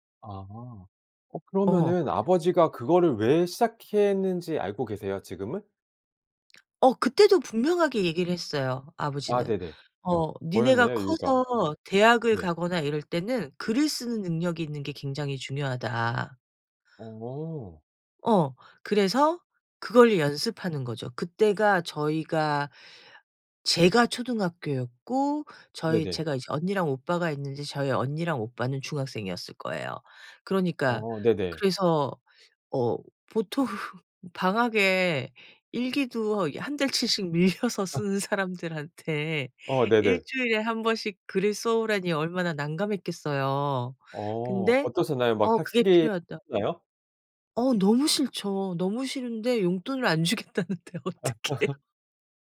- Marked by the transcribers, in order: laughing while speaking: "보통"; laugh; unintelligible speech; laughing while speaking: "안 주겠다는데 어떡해요?"; laugh
- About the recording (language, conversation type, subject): Korean, podcast, 집안에서 대대로 이어져 내려오는 전통에는 어떤 것들이 있나요?